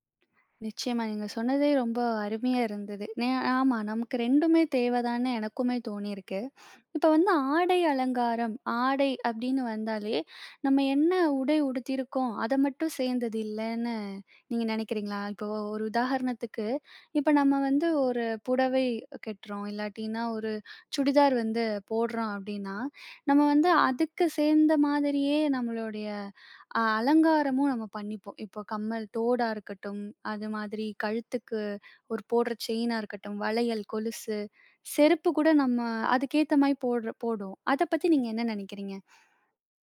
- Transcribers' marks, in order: other noise; "போடும்" said as "போடுவோம்"
- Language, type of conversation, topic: Tamil, podcast, உங்கள் ஆடைகள் உங்கள் தன்னம்பிக்கையை எப்படிப் பாதிக்கிறது என்று நீங்கள் நினைக்கிறீர்களா?